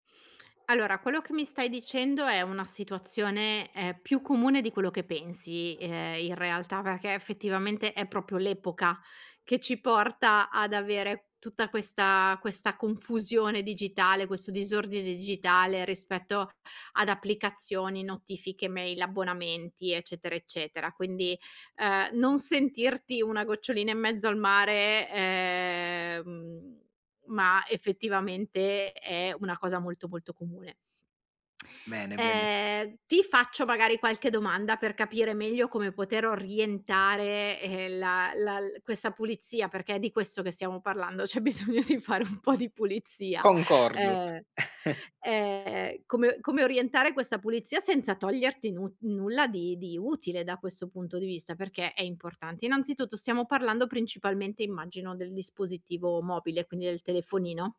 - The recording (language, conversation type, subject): Italian, advice, Come posso liberarmi dall’accumulo di abbonamenti e file inutili e mettere ordine nel disordine digitale?
- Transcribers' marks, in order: dog barking; "proprio" said as "propio"; tapping; drawn out: "ehm"; tongue click; laughing while speaking: "bisogno di fare un po' di"; other background noise; chuckle